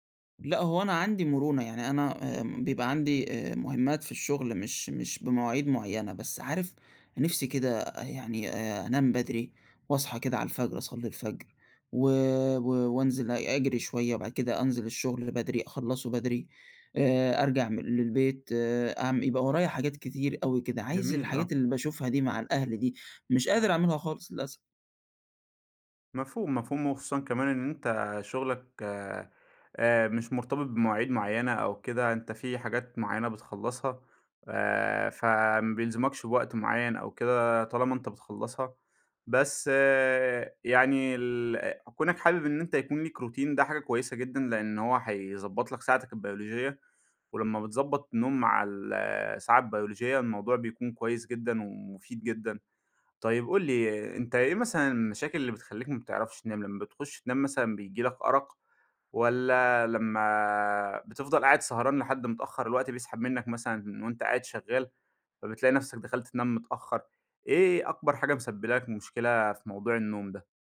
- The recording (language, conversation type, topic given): Arabic, advice, إزاي أقدر ألتزم بميعاد نوم وصحيان ثابت كل يوم؟
- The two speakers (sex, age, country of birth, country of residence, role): male, 20-24, United Arab Emirates, Egypt, user; male, 25-29, Egypt, Egypt, advisor
- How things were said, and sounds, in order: in English: "روتين"